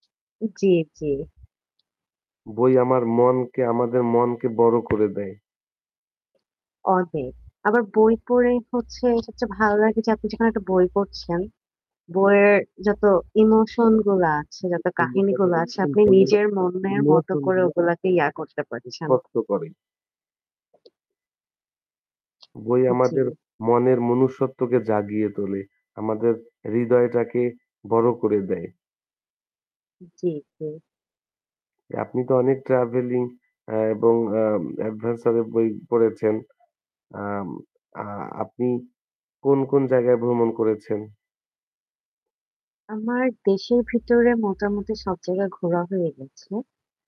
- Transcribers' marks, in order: static; other background noise; distorted speech
- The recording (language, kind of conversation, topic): Bengali, unstructured, আপনি কোন ধরনের বই পড়তে সবচেয়ে বেশি পছন্দ করেন?